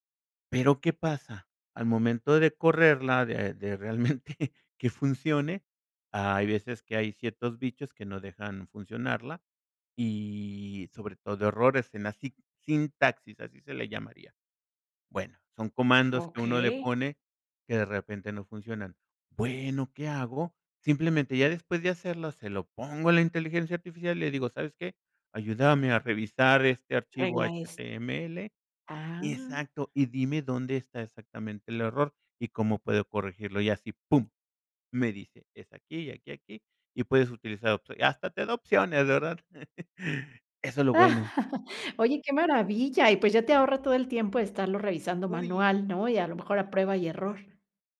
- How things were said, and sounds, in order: laughing while speaking: "realmente"; chuckle; other noise
- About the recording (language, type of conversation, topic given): Spanish, podcast, ¿Qué técnicas sencillas recomiendas para experimentar hoy mismo?